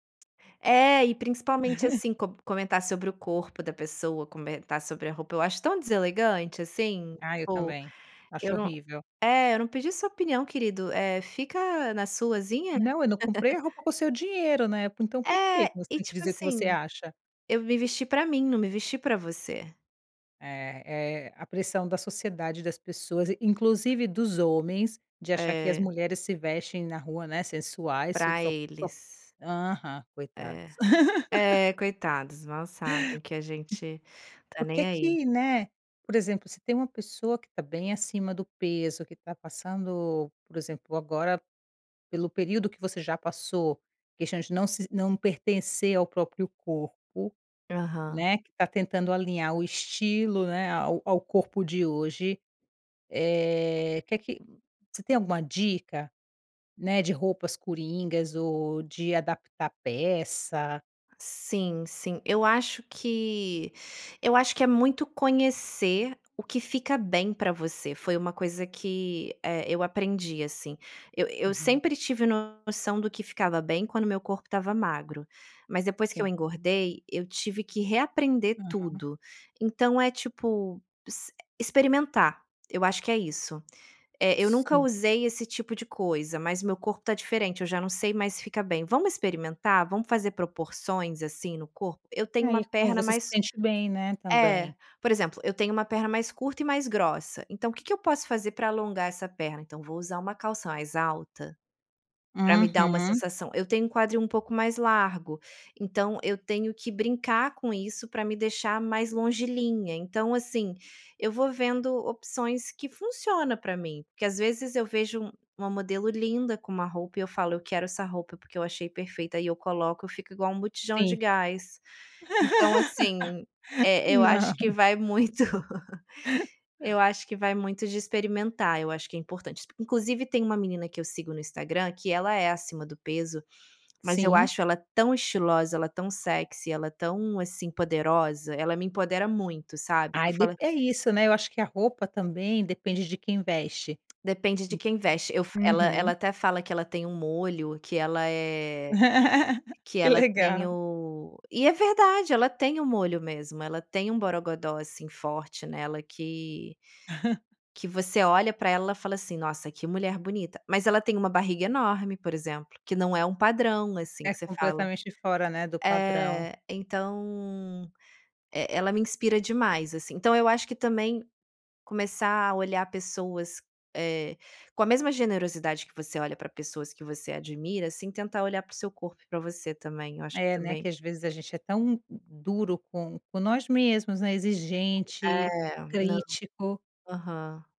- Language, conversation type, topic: Portuguese, podcast, Como a relação com seu corpo influenciou seu estilo?
- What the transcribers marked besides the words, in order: tapping; chuckle; other background noise; laugh; chuckle; "longilínea" said as "longilinha"; laugh; laughing while speaking: "Não"; laughing while speaking: "muito"; laugh; in English: "sexy"; chuckle; laughing while speaking: "Que legal"; chuckle; unintelligible speech